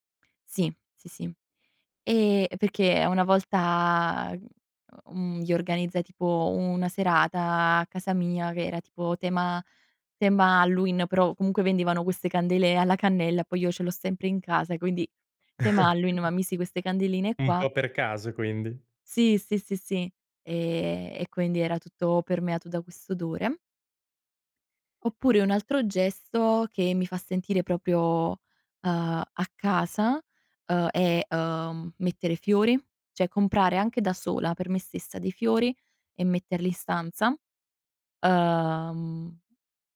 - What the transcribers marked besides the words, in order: in English: "Halloween"; in English: "Halloween"; chuckle; "proprio" said as "propio"; "cioè" said as "ceh"
- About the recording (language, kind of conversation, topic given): Italian, podcast, C'è un piccolo gesto che, per te, significa casa?